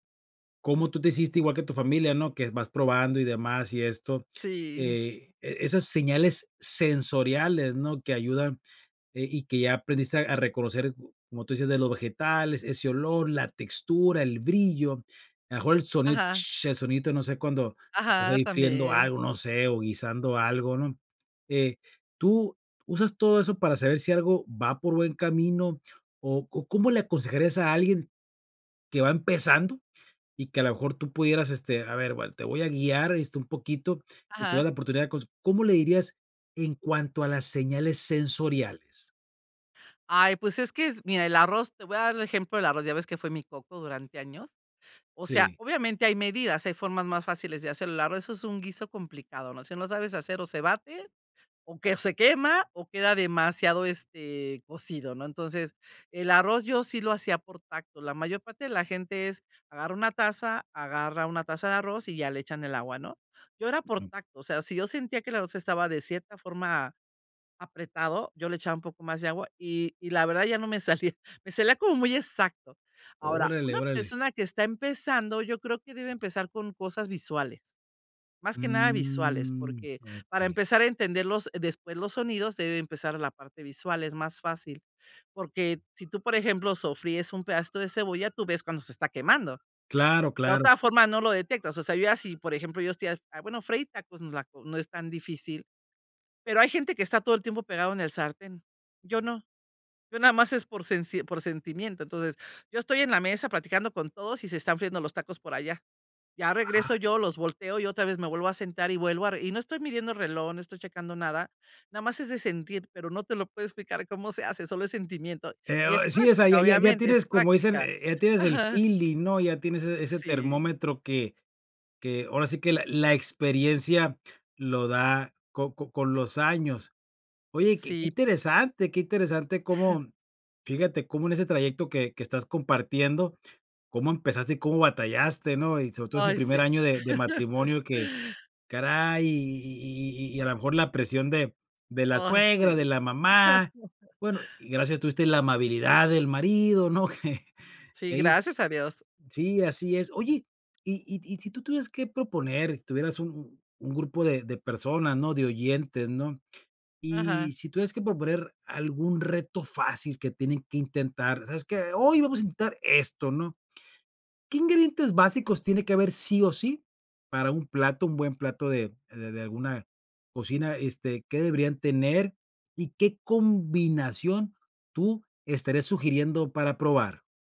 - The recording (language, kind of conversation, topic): Spanish, podcast, ¿Cómo te animas a experimentar en la cocina sin una receta fija?
- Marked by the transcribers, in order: tapping; drawn out: "Mm"; alarm; laugh; laugh; laugh